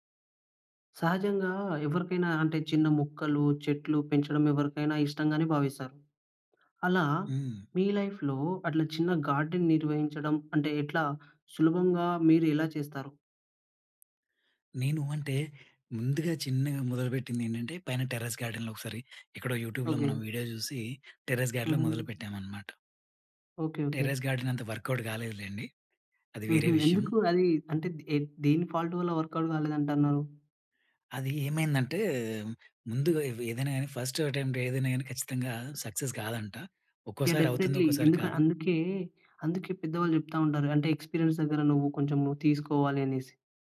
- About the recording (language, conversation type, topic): Telugu, podcast, ఇంటి చిన్న తోటను నిర్వహించడం సులభంగా ఎలా చేయాలి?
- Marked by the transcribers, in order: in English: "లైఫ్‌లో"; in English: "గార్డెన్"; in English: "టెర్రస్ గార్డెన్‌లో"; in English: "యూట్యూబ్‌లో"; in English: "వీడియో"; in English: "టెర్రస్ గార్డ్‌లో"; in English: "టెర్రెస్ గార్డెన్"; in English: "వర్కవుట్"; in English: "ఫాల్ట్"; in English: "వర్కవుట్"; in English: "ఫస్ట్ అటెంప్ట్"; in English: "సక్సెస్"; in English: "డెఫినిట్లీ"; in English: "ఎక్స్‌పీరియన్స్"